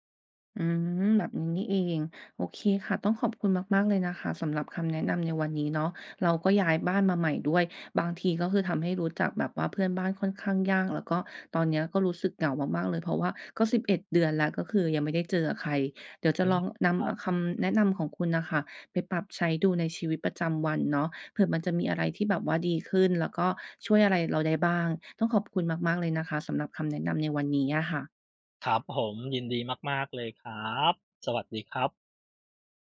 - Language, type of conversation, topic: Thai, advice, ย้ายบ้านไปพื้นที่ใหม่แล้วรู้สึกเหงาและไม่คุ้นเคย ควรทำอย่างไรดี?
- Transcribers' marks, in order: none